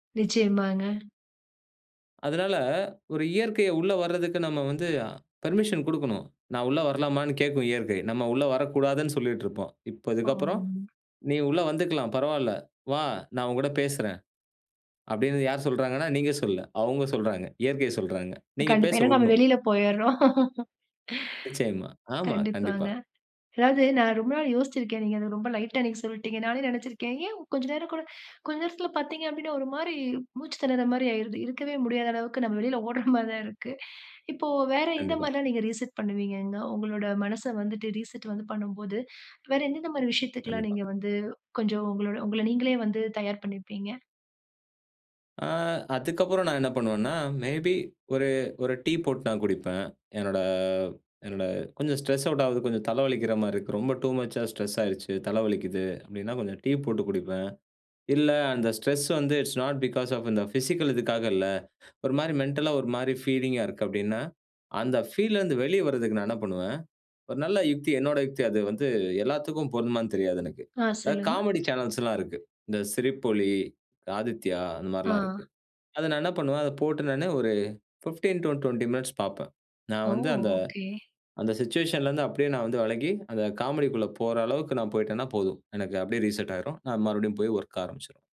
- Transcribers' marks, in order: in English: "பெர்மிஷன்"; "ஆம்" said as "பாம்"; chuckle; inhale; in English: "லைட்டா"; inhale; laughing while speaking: "ஓட்ற மாரி தான் இருக்கு"; inhale; in English: "ரீசெட்"; in English: "ரீசெட்"; inhale; in English: "மே பி"; in English: "ஸ்ட்ரெஸ் அவுட்"; in English: "டூ மச்சா ஸ்ட்ரெஸ்"; in English: "ஸ்ட்ரெஸ்"; other background noise; in English: "இட்ஸ் நோட் பிக்காஸ் ஆஃப்"; in English: "பிசிக்கல்"; in English: "மென்டல்லா"; in English: "ஃபீலிங்கா"; in English: "ஃபீல்ல"; in English: "சிட்யூயேஷன்ல"; in English: "ரீசெட்"
- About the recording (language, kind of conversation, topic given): Tamil, podcast, சிறிய இடைவெளிகளை தினசரியில் பயன்படுத்தி மனதை மீண்டும் சீரமைப்பது எப்படி?